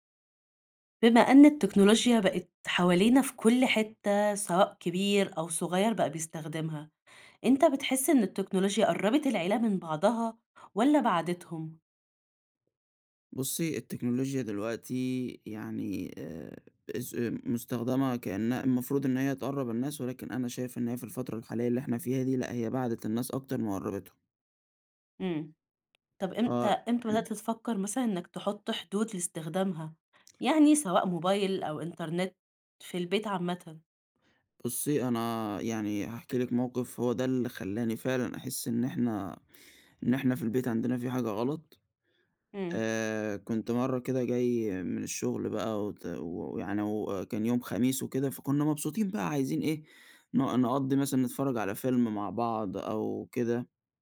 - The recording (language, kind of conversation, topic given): Arabic, podcast, إزاي بتحدد حدود لاستخدام التكنولوجيا مع أسرتك؟
- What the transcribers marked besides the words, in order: none